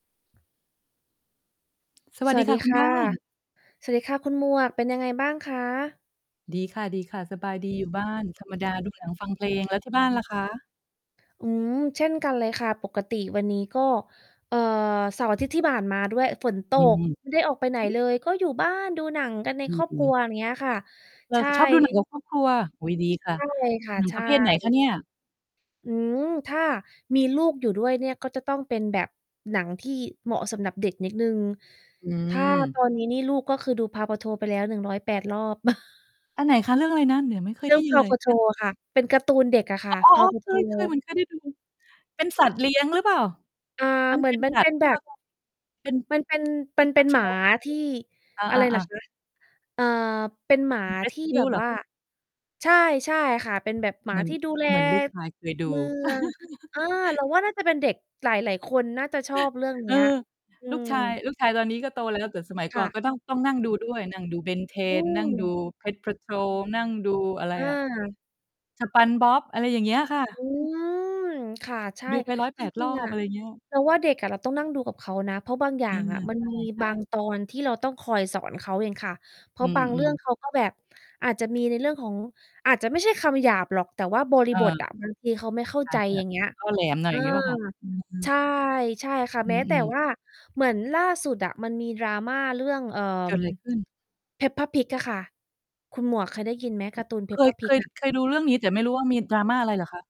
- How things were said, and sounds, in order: distorted speech; chuckle; unintelligible speech; in English: "rescue"; laugh; drawn out: "อืม"
- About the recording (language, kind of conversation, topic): Thai, unstructured, การดูหนังร่วมกับครอบครัวมีความหมายอย่างไรสำหรับคุณ?